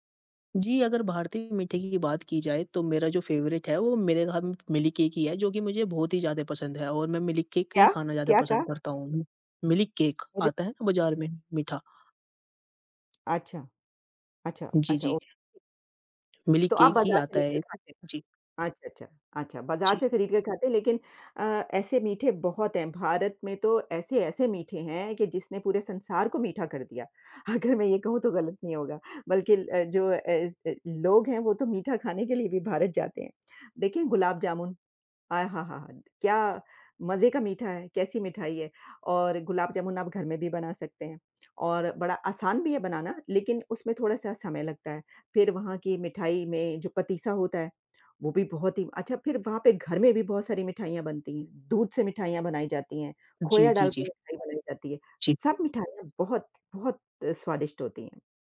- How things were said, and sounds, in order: in English: "फेवरेट"; tapping; laughing while speaking: "अगर मैं ये कहूँ"
- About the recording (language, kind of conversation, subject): Hindi, unstructured, कौन-सा भारतीय व्यंजन आपको सबसे ज़्यादा पसंद है?